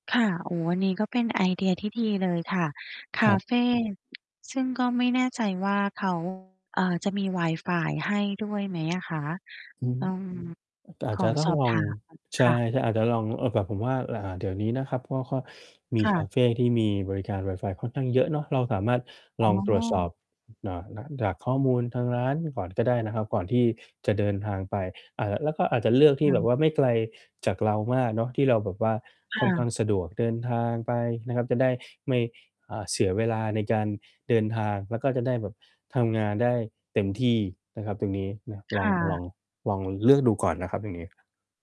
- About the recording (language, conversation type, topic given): Thai, advice, ฉันควรเปลี่ยนบรรยากาศที่ทำงานอย่างไรเพื่อกระตุ้นความคิดและได้ไอเดียใหม่ๆ?
- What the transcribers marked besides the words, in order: mechanical hum; other background noise; distorted speech